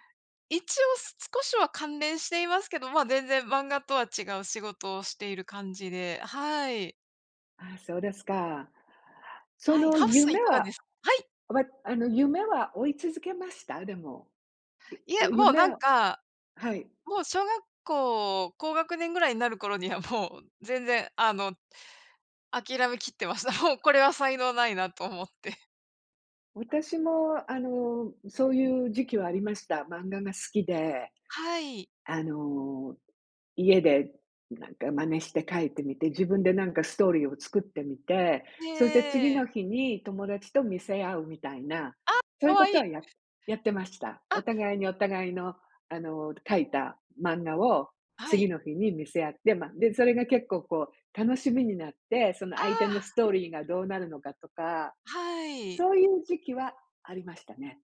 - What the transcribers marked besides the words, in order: laughing while speaking: "もう"; laughing while speaking: "もう"
- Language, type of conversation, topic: Japanese, unstructured, 子どもの頃に抱いていた夢は何で、今はどうなっていますか？